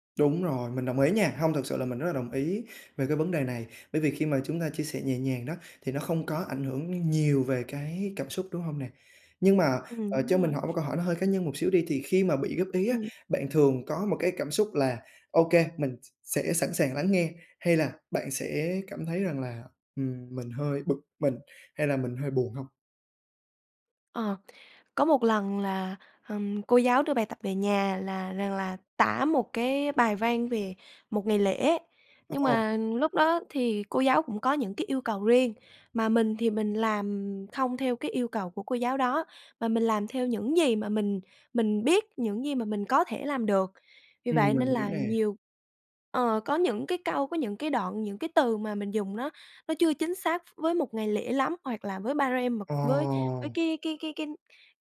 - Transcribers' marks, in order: other background noise; tapping
- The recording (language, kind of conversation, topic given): Vietnamese, podcast, Bạn thích được góp ý nhẹ nhàng hay thẳng thắn hơn?